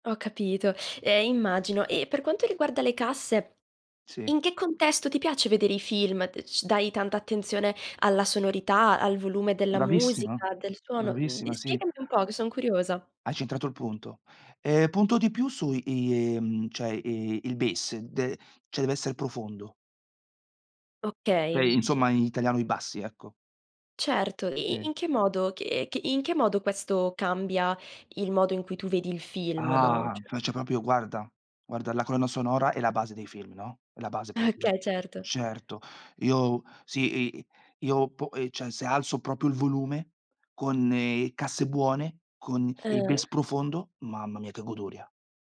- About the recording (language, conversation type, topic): Italian, podcast, Qual è un film che ti ha cambiato la vita e perché?
- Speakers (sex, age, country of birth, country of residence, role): female, 20-24, Italy, Italy, host; male, 40-44, Italy, Italy, guest
- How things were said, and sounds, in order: in English: "base"; in English: "base"